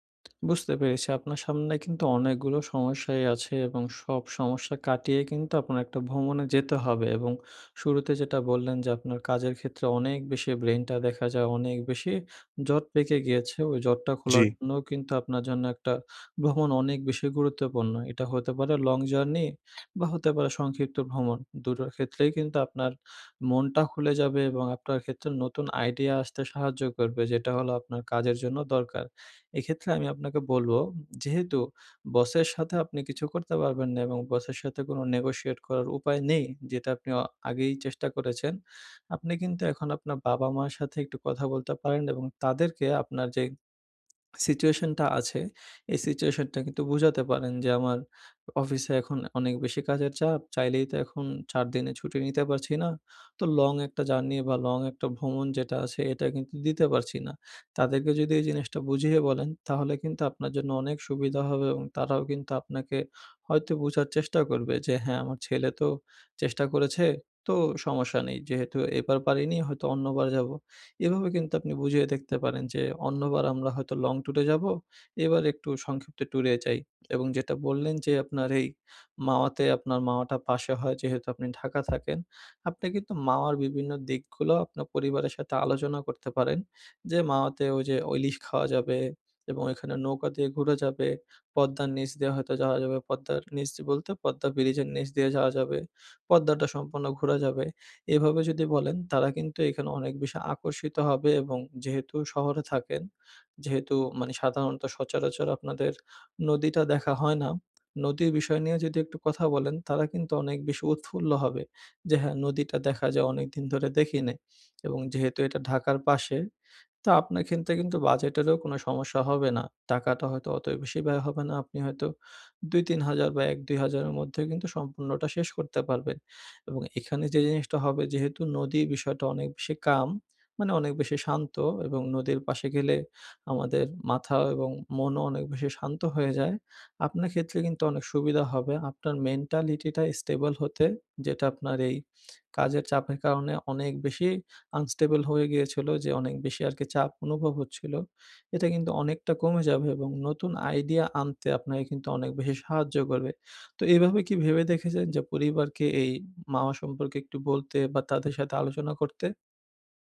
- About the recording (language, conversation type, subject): Bengali, advice, সংক্ষিপ্ত ভ্রমণ কীভাবে আমার মন খুলে দেয় ও নতুন ভাবনা এনে দেয়?
- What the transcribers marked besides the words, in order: lip smack; in English: "নেগোশিয়েট"; swallow; "ক্ষেত্রে" said as "ক্ষেন্তে"; in English: "স্টেবল"; in English: "আনস্টেবল"